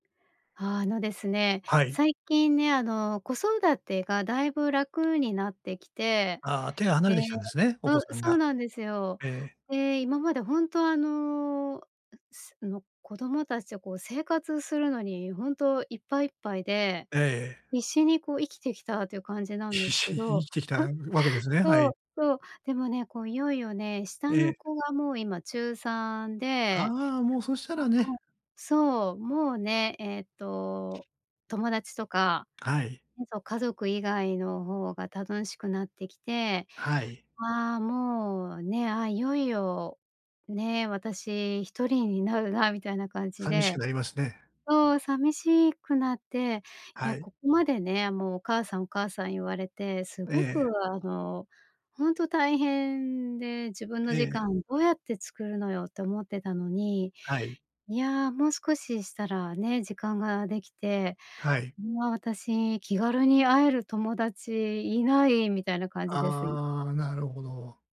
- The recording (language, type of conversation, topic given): Japanese, advice, 大人になってから新しい友達をどうやって作ればいいですか？
- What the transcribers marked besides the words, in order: other background noise; laugh; tapping; unintelligible speech